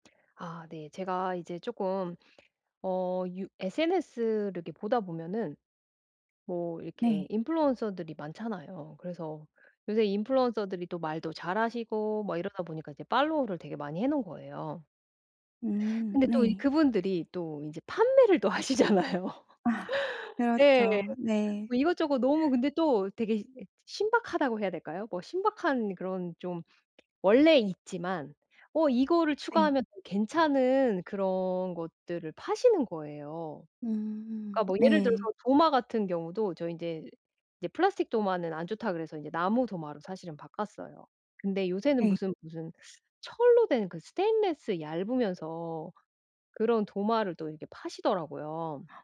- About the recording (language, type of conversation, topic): Korean, advice, 충동구매 유혹을 어떻게 잘 관리하고 통제할 수 있을까요?
- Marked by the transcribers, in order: tapping; other background noise; laughing while speaking: "하시잖아요"; laugh